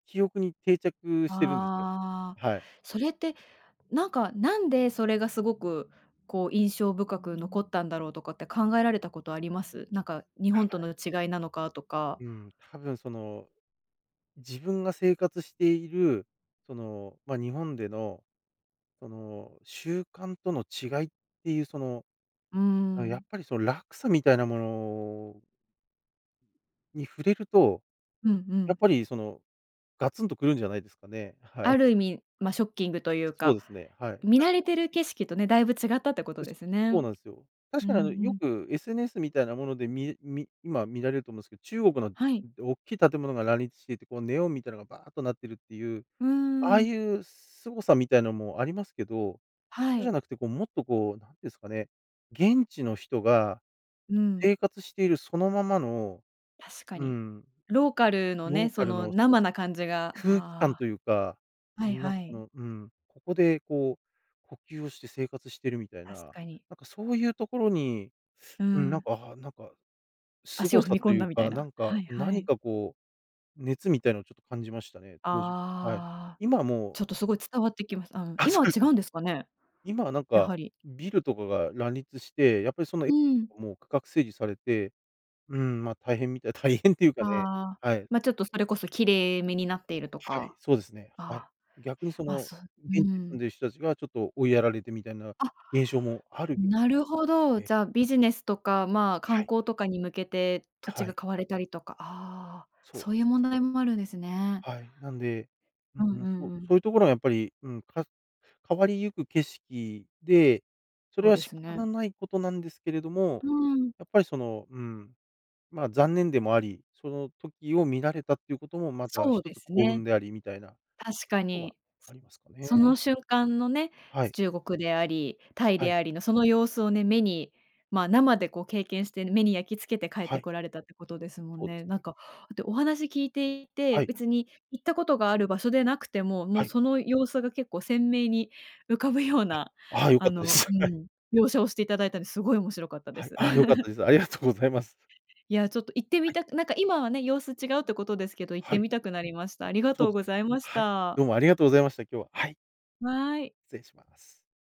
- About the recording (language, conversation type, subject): Japanese, podcast, 忘れられない風景に出会ったときのことを教えていただけますか？
- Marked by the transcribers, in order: other noise; tapping; unintelligible speech; laughing while speaking: "大変っていうかね"; laughing while speaking: "浮かぶような"; laughing while speaking: "良かったです"; laugh; laughing while speaking: "ありがとうございます"; unintelligible speech